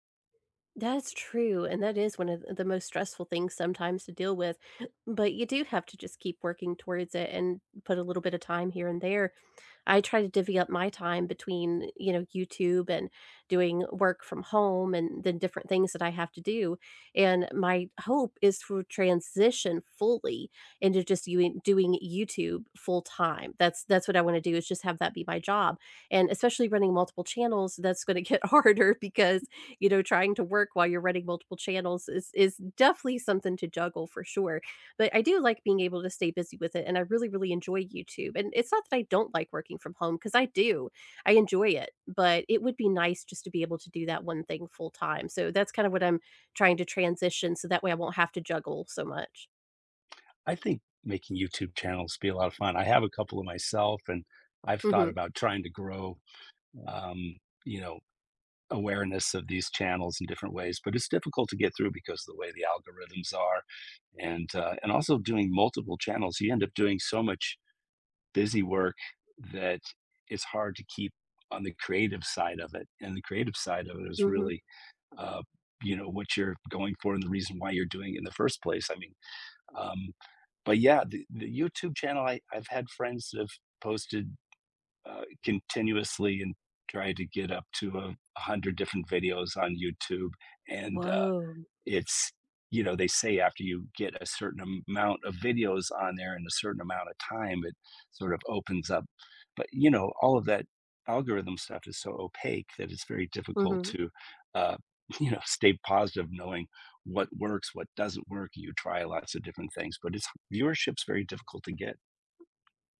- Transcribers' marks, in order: laughing while speaking: "harder"; tapping; other background noise
- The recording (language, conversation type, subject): English, unstructured, What dreams do you want to fulfill in the next five years?